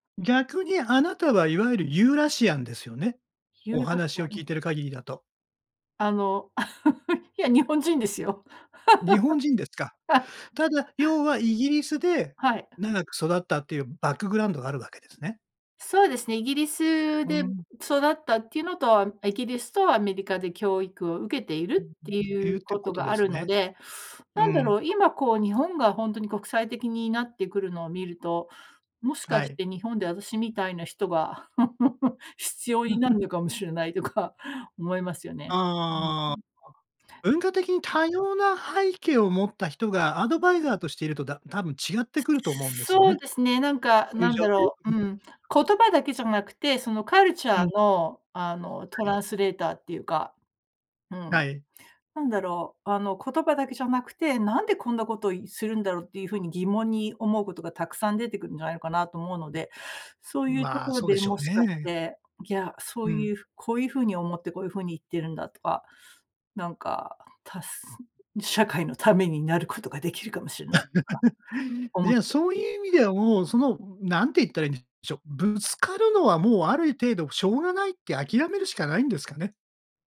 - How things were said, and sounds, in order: laugh; laughing while speaking: "いや日本人ですよ。 はい"; laugh; other background noise; unintelligible speech; laugh; laughing while speaking: "必要になるのかもしれないとか"; laugh; laugh
- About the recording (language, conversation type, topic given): Japanese, podcast, 多様な人が一緒に暮らすには何が大切ですか？